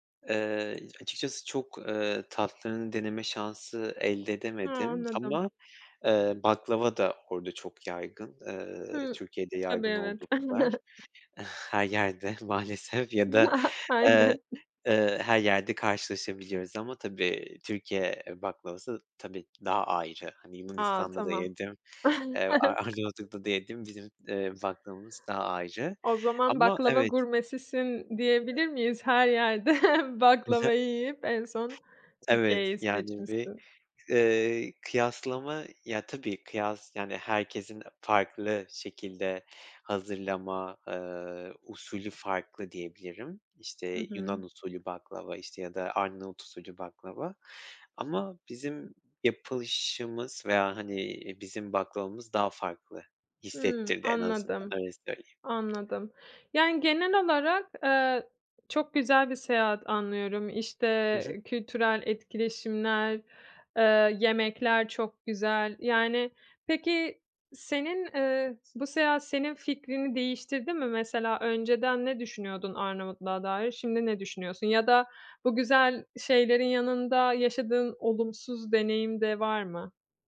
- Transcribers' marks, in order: other background noise; chuckle; tapping; chuckle; chuckle; chuckle; chuckle
- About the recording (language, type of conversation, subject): Turkish, podcast, Bir yerliyle unutulmaz bir sohbetin oldu mu?